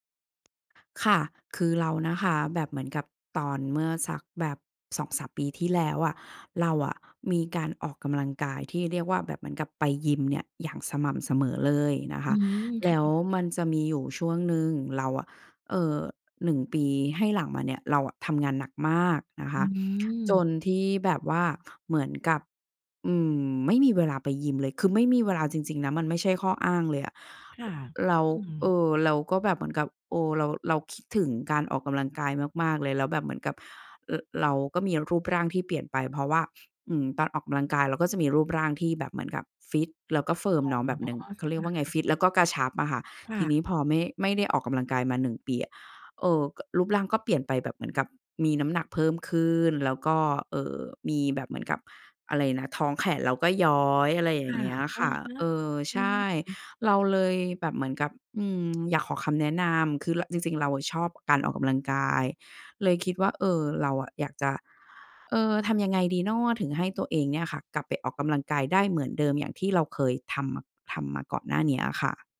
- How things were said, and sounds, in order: stressed: "มาก"; other noise; tapping
- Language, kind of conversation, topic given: Thai, advice, ฉันควรเริ่มกลับมาออกกำลังกายหลังคลอดหรือหลังหยุดพักมานานอย่างไร?